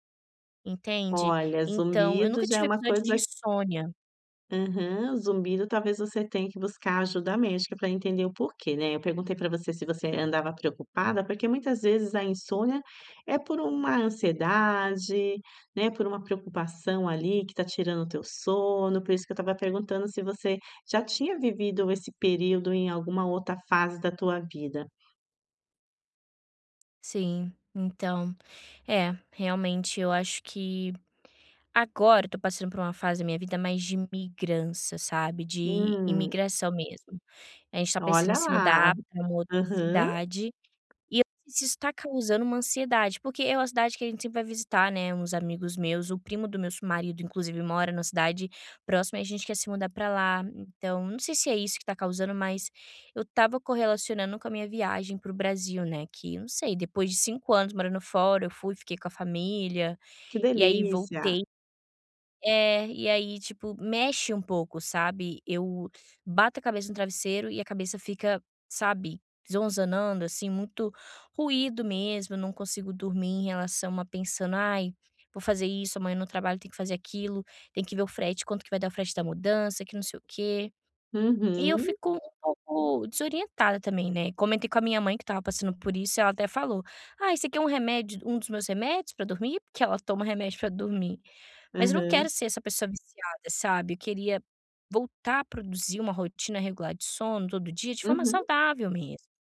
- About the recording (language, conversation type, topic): Portuguese, advice, Como posso criar uma rotina de sono regular?
- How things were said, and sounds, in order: tapping